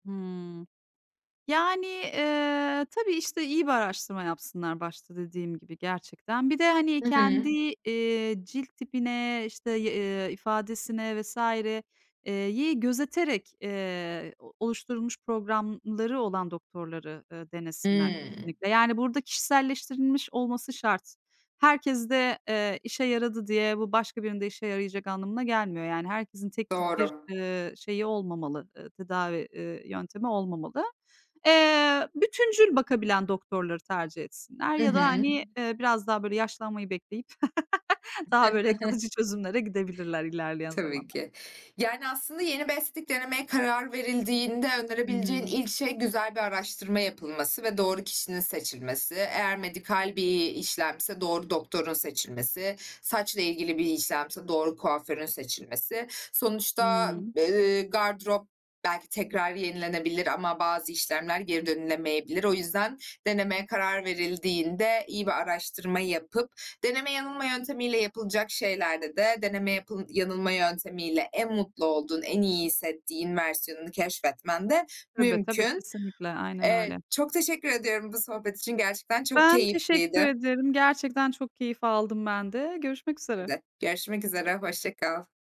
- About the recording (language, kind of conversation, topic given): Turkish, podcast, Yeni bir estetik tarz denemeye nasıl başlarsın?
- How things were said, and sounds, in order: laugh; chuckle